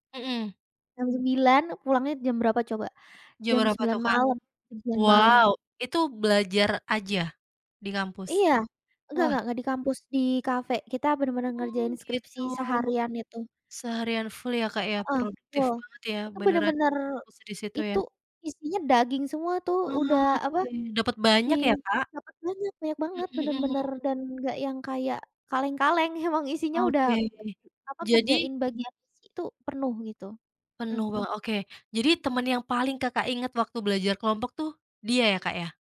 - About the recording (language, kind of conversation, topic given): Indonesian, podcast, Bagaimana pengalamanmu belajar bersama teman atau kelompok belajar?
- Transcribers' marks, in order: other noise; unintelligible speech